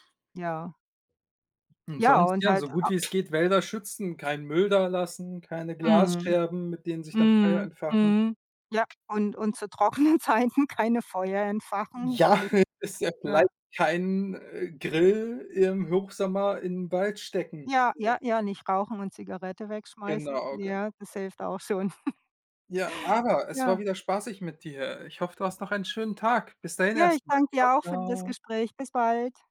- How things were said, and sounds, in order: other background noise; laughing while speaking: "trockenen Zeiten"; chuckle; tapping; unintelligible speech; chuckle
- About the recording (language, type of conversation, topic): German, unstructured, Warum sind Wälder für uns so wichtig?